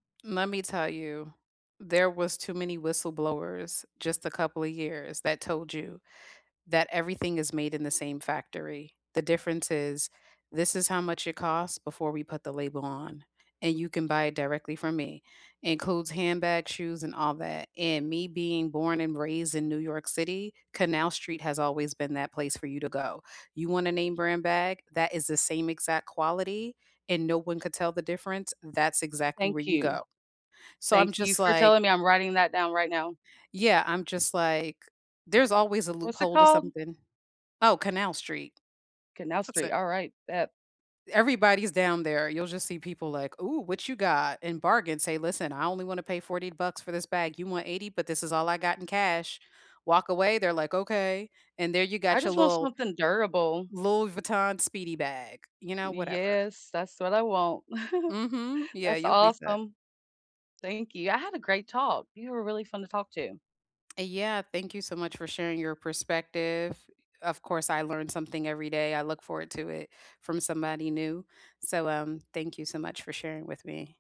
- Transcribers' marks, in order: giggle
- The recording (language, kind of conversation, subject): English, unstructured, How do you make new friends as an adult and build lasting social connections?
- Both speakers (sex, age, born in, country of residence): female, 30-34, United States, United States; female, 45-49, United States, United States